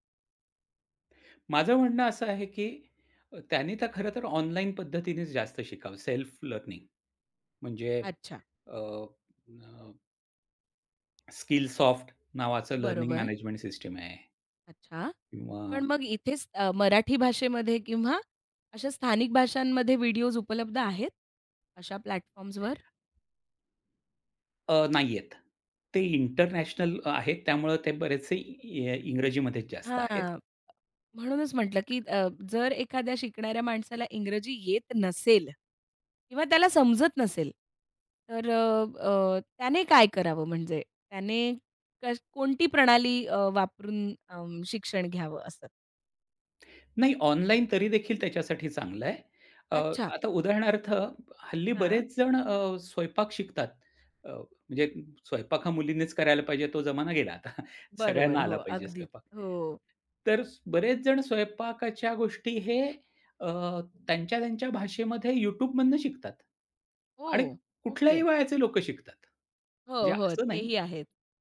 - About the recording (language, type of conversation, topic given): Marathi, podcast, कोर्स, पुस्तक किंवा व्हिडिओ कशा प्रकारे निवडता?
- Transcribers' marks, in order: in English: "प्लॅटफॉर्म्सवर?"; tapping; laughing while speaking: "गेला आता"; other background noise